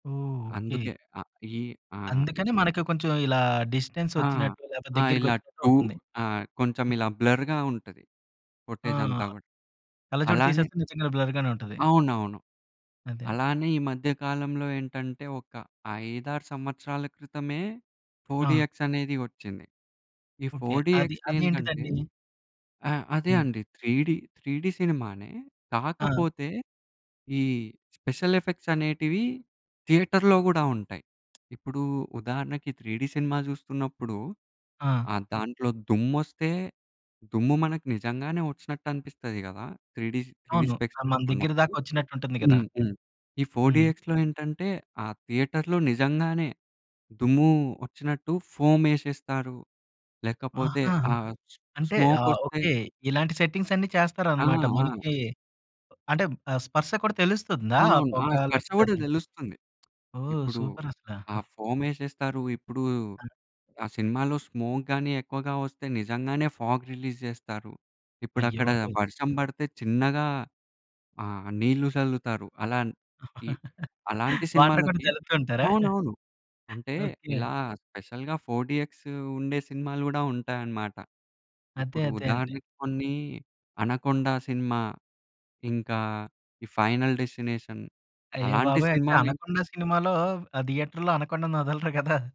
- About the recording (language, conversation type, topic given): Telugu, podcast, బిగ్ స్క్రీన్ అనుభవం ఇంకా ముఖ్యం అనుకుంటావా, ఎందుకు?
- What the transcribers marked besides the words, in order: in English: "బ్లర్‌గా"; in English: "బ్లర్‌గానే"; in English: "ఫోర్ డీఎక్స్"; in English: "ఫోర్ డీఎక్స్"; in English: "థియేటర్‌లో"; other background noise; in English: "త్రీ డీ"; in English: "త్రీ డీ"; in English: "త్రీ డీ స్పెక్ట్స్"; in English: "ఫోర్ డీఎక్స్‌లో"; in English: "థియేటర్‌లో"; other noise; chuckle; in English: "స్మోక్"; in English: "ఫాగ్ రిలీజ్"; laughing while speaking: "వాటర్ కూడా జల్లుతూ ఉంటారా?"; in English: "వాటర్"; in English: "స్పెషల్‌గా ఫోర్"; in English: "ఫైనల్ డెస్టినేషన్"; in English: "థియేటర్‌లో"; laughing while speaking: "అనకొండనొదలరు గదా!"